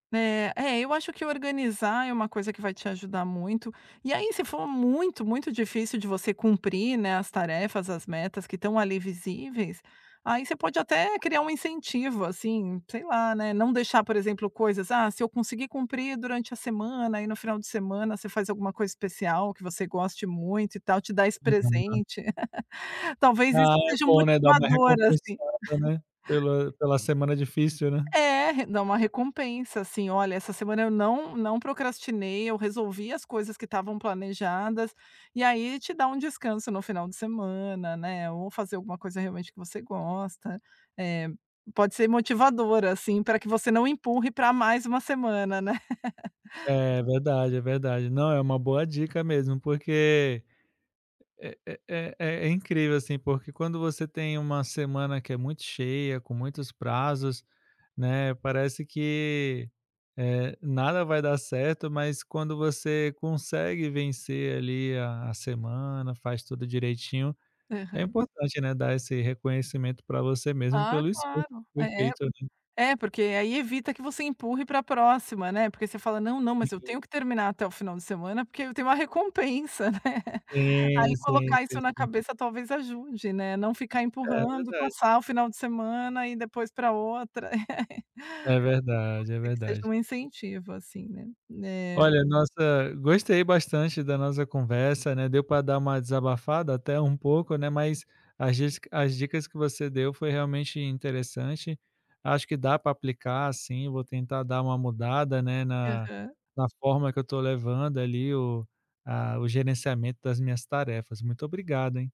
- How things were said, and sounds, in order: laugh; chuckle; laugh; tapping; laughing while speaking: "recompensa, né"; laugh
- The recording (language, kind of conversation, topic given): Portuguese, advice, Como você costuma procrastinar para começar tarefas importantes?